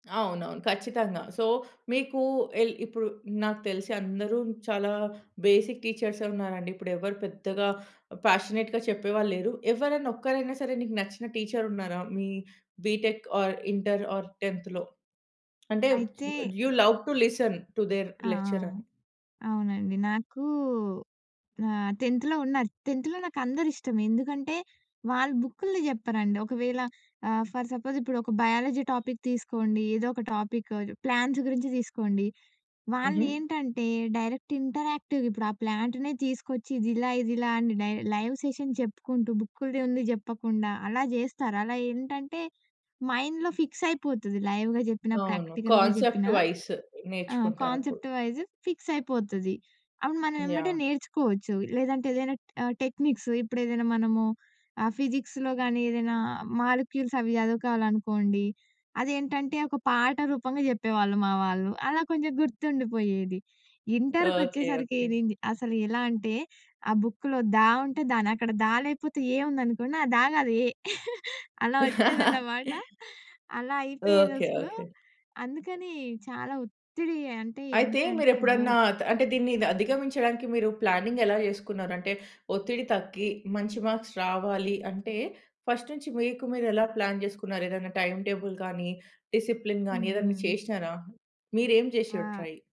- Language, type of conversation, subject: Telugu, podcast, పరీక్షల ఒత్తిడిని తగ్గించుకోవడానికి మనం ఏమి చేయాలి?
- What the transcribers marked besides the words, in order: in English: "సో"; in English: "బేసిక్"; in English: "ఫ్యాషనేట్‌గా"; in English: "టీచర్"; in English: "బీటెక్ ఆర్, ఇంటర్ ఆర్, టెన్త్‌లో"; in English: "యూ లవ్ టూ లిసన్ టూ దేర్ లెక్చర్"; in English: "టెన్త్‌లో"; in English: "టెన్త్‌లో"; in English: "ఫర్ సపోజ్"; in English: "బయాలజీ టాపిక్"; in English: "టాపిక్ ప్లాంట్స్"; in English: "డైరెక్ట్"; in English: "లైవ్ సెషన్"; in English: "మైండ్‌లో ఫిక్స్"; in English: "కాన్సెప్ట్ వైస్"; in English: "లైవ్‌గా"; in English: "ప్రాక్టికల్‌గా"; in English: "కాన్సెప్ట్ వైస్ ఫిక్స్"; in English: "టెక్నిక్స్"; in English: "ఫిజిక్స్‌లో"; in English: "మాలిక్యూల్స్"; other background noise; giggle; in English: "ప్లానింగ్"; in English: "మార్క్స్"; in English: "ఫస్ట్"; in English: "ప్లాన్"; in English: "టైమ్ టేబుల్"; in English: "డిసిప్లిన్"; in English: "ట్రై?"